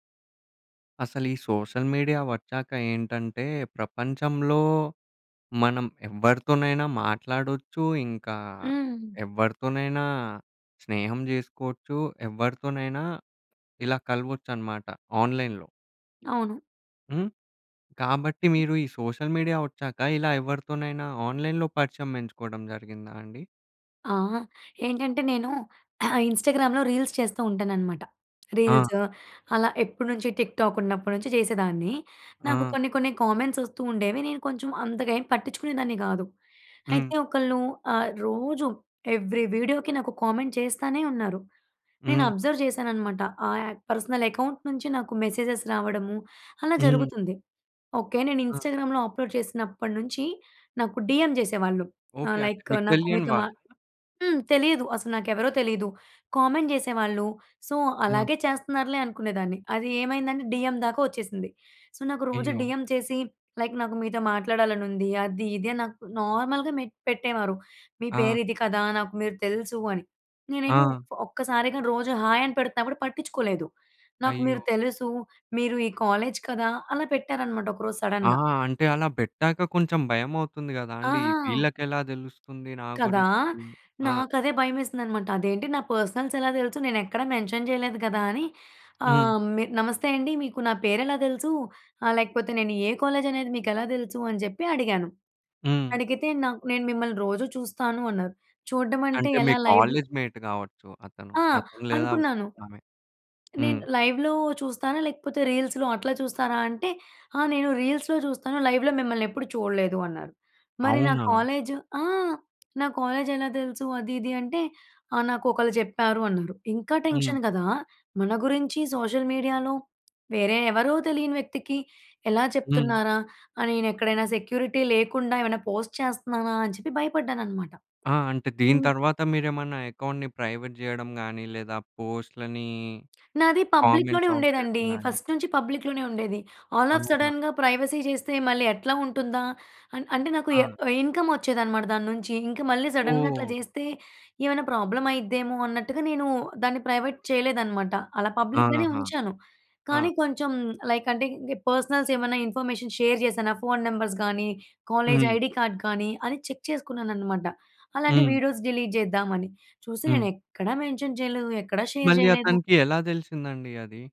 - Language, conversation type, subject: Telugu, podcast, ఆన్‌లైన్‌లో పరిచయమైన మిత్రులను ప్రత్యక్షంగా కలవడానికి మీరు ఎలా సిద్ధమవుతారు?
- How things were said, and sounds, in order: in English: "సోషల్ మీడియా"; in English: "ఆన్‌లైన్‌లో"; in English: "సోషల్ మీడియా"; in English: "ఆన్‌లైన్‌లో"; throat clearing; in English: "ఇన్స్టాగ్రామ్‌లో రీల్స్"; in English: "రీల్స్"; in English: "టిక్‌టాక్"; in English: "కామెంట్స్"; in English: "ఏవ్రి వీడియోకి"; in English: "కామెంట్"; in English: "అబ్జర్వ్"; in English: "పర్సనల్ అకౌంట్"; in English: "మెసేజెస్"; in English: "ఇన్స్టాగ్రామ్‍లో అప్లోడ్"; in English: "డీఎం"; in English: "లైక్"; other background noise; in English: "కామెంట్"; in English: "సో"; in English: "డీఎం"; in English: "సో"; in English: "డీఎం"; in English: "లైక్"; in English: "నార్మల్‍గా"; in English: "హాయ్"; in English: "సడన్‌గా"; in English: "పర్సనల్స్"; in English: "మెన్షన్"; in English: "లైవ్"; in English: "కాలేజ్‌మేట్"; tapping; in English: "లైవ్‌లో"; in English: "రీల్స్‌లో"; in English: "రీల్స్‌లో"; in English: "లైవ్‌లో"; in English: "టెన్షన్"; in English: "సోషల్ మీడియాలో"; in English: "సెక్యూరిటీ"; in English: "పోస్ట్"; in English: "అకౌంట్‌ని ప్రైవేట్"; in English: "కామెంట్స్ ఆఫ్"; in English: "పబ్లిక్"; in English: "ఫస్ట్"; in English: "పబ్లిక్"; in English: "ఆల్ ఆఫ్ సడెన్‌గా ప్రైవసీ"; in English: "ఇన్‌కమ్"; in English: "సడెన్‌గా"; in English: "ప్రాబ్లమ్"; in English: "ప్రైవేట్"; in English: "పబ్లిక్"; in English: "లైక్"; in English: "పర్సనల్స్"; in English: "ఇన్ఫర్మేషన్ షేర్"; in English: "ఫోన్ నెంబర్స్"; in English: "కాలేజ్ ఐడీ కార్డ్"; in English: "వీడియోస్ డిలీట్"; in English: "మెన్షన్"; in English: "షేర్"